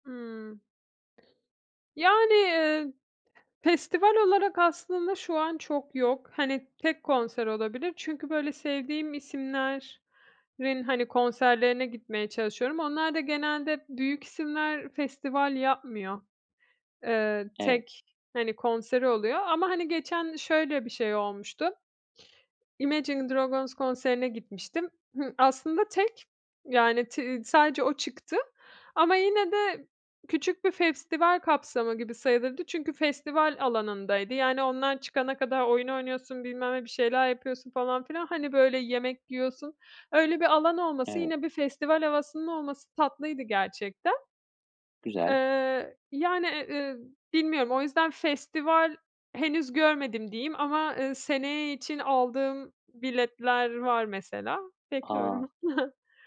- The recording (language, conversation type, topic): Turkish, podcast, En sevdiğin müzik türü hangisi?
- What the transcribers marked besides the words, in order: none